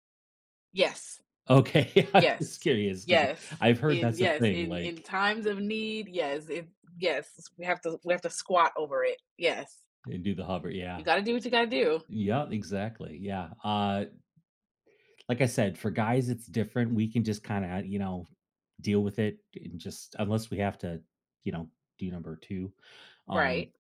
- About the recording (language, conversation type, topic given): English, unstructured, How does the cleanliness of public bathrooms affect your travel experience?
- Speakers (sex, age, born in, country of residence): female, 30-34, United States, United States; male, 50-54, United States, United States
- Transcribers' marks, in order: laughing while speaking: "Okay"; other background noise